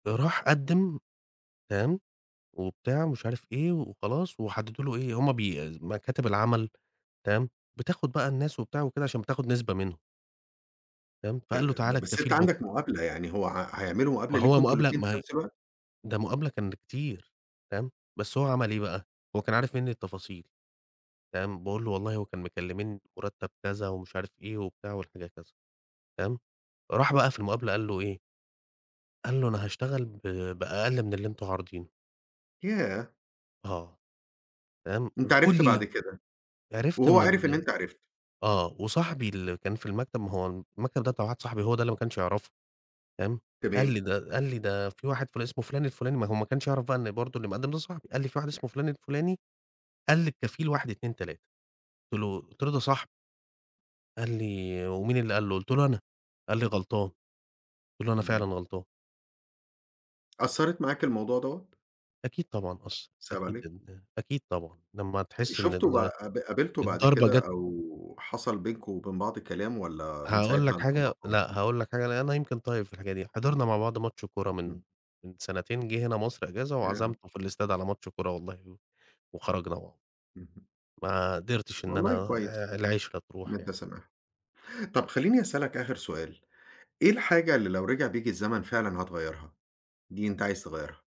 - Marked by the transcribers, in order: other background noise; other noise; tapping
- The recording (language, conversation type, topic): Arabic, podcast, إيه أهم درس اتعلمته من غلطة كبيرة؟